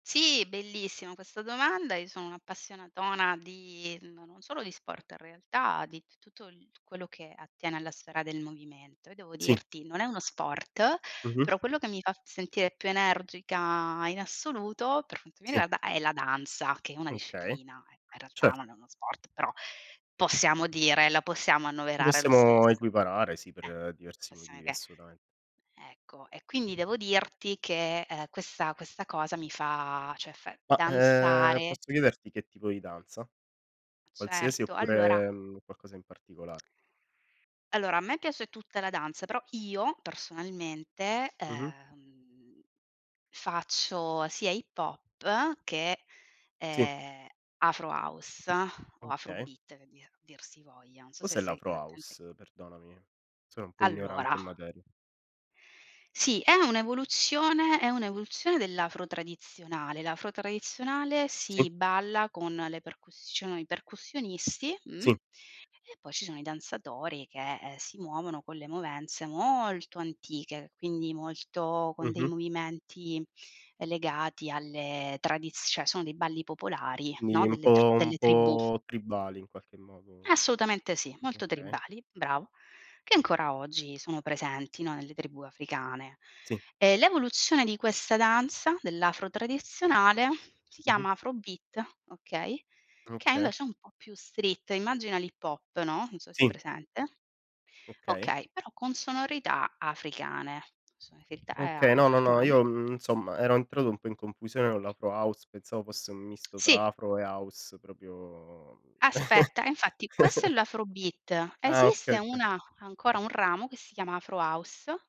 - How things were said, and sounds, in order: tapping; drawn out: "molto"; stressed: "molto"; other noise; "sonorità" said as "sonorofità"; "proprio" said as "propio"; chuckle
- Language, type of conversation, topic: Italian, unstructured, Quale sport ti fa sentire più energico?